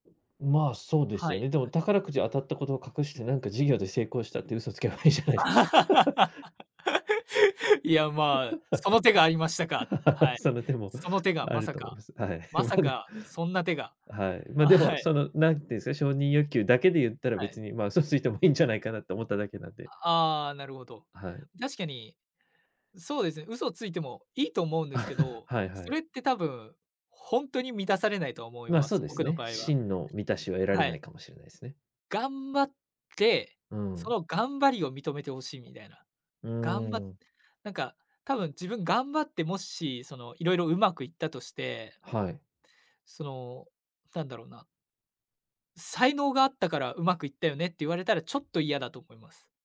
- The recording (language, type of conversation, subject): Japanese, podcast, ぶっちゃけ、野心はどこから来ますか?
- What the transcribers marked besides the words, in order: other background noise; laughing while speaking: "嘘つけばいいじゃないですか"; laugh; chuckle; laughing while speaking: "まで"; chuckle